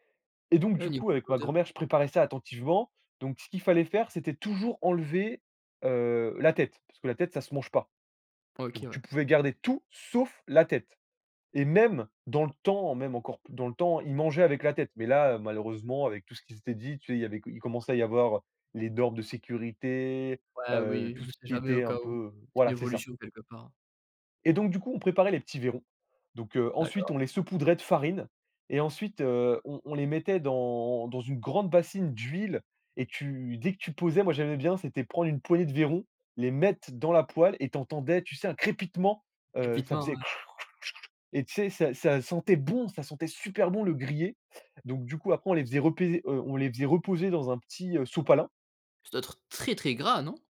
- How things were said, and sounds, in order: put-on voice: "kr, kr, ch"; stressed: "bon"
- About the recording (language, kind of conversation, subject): French, podcast, Quel est ton premier souvenir en cuisine avec un proche ?